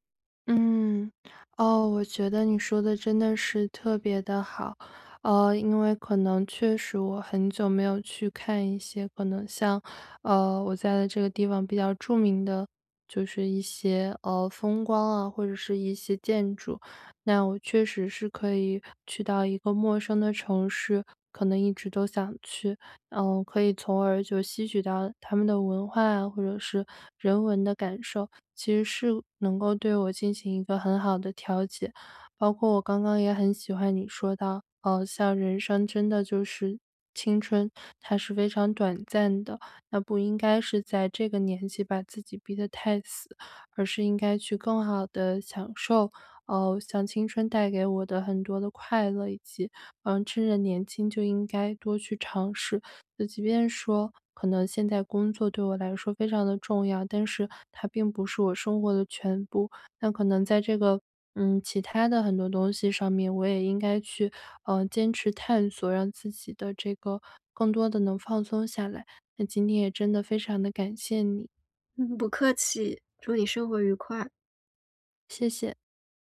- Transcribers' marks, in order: none
- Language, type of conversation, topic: Chinese, advice, 如何在忙碌中找回放鬆時間？